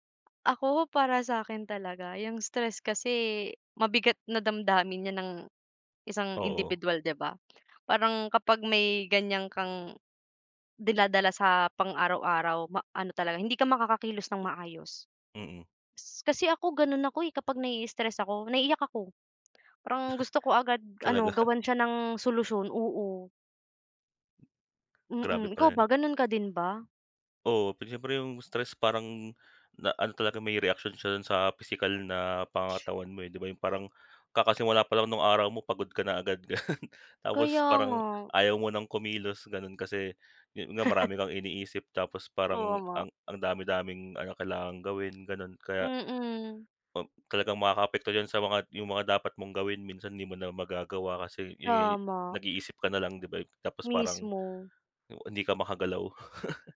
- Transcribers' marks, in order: other background noise; tapping; chuckle; laughing while speaking: "Talaga?"; other noise; laughing while speaking: "ganun"; laugh; laugh
- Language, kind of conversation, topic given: Filipino, unstructured, Paano mo inilalarawan ang pakiramdam ng stress sa araw-araw?